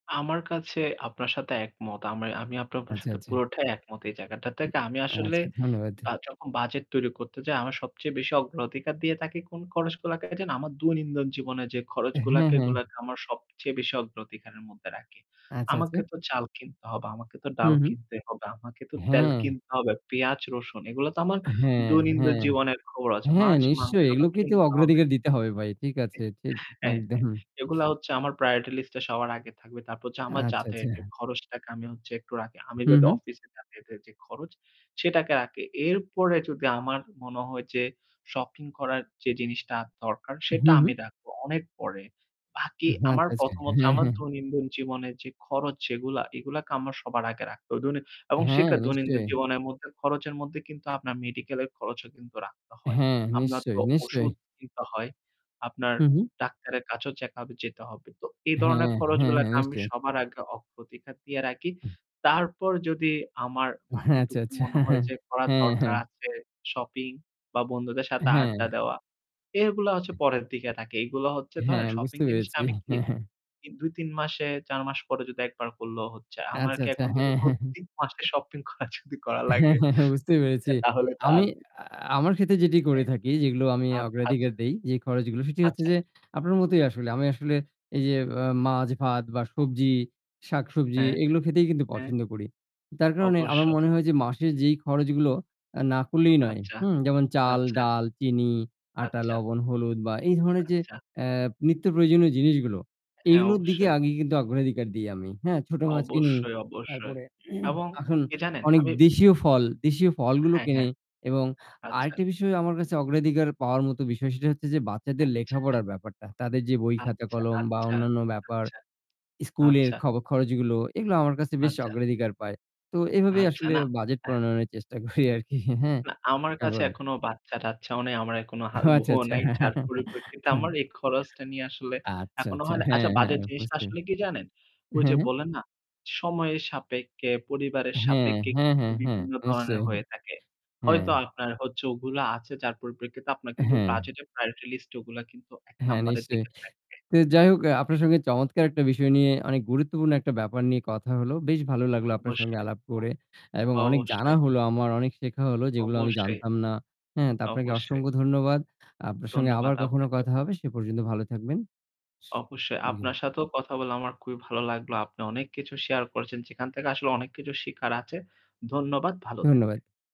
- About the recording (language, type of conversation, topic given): Bengali, unstructured, বাজেট তৈরির সবচেয়ে সহজ উপায় কী?
- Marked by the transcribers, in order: static; unintelligible speech; "থেকে" said as "তেকে"; "থাকি" said as "তাকি"; distorted speech; "দৈনন্দিন" said as "দৈনিন্দন"; "মধ্যে রাখি" said as "মদ্দে রাকি"; "তেল" said as "ত্যাল"; "দৈনন্দিন" said as "দৈনিন্দ"; laughing while speaking: "একদম"; in English: "priority list"; "হচ্ছে" said as "চ্ছে"; chuckle; tapping; "দৈনন্দিন" said as "দৈনিন্দন"; "সেটা" said as "সেকা"; other background noise; "অগ্রাধিকার" said as "অপ্রধিকার"; "রাখি" said as "রাকি"; laughing while speaking: "আচ্ছা, আচ্ছা, হ্যাঁ, হ্যাঁ"; chuckle; "আমাকে" said as "আমারকে"; laughing while speaking: "করা যদি লাগে তাহলে তো আর"; "ক্ষেত্রে" said as "ক্ষেতে"; "আচ্ছা" said as "আচ্চা"; throat clearing; laughing while speaking: "করি আর কি হ্যাঁ?"; laughing while speaking: "ও আচ্ছা, আচ্ছা"; laughing while speaking: "বউও নাই"; chuckle; "সাপেক্ষে" said as "সাপেক্কে"; "সাপেক্ষে" said as "সাপেক্কে"; other noise; unintelligible speech; "আছে" said as "আচে"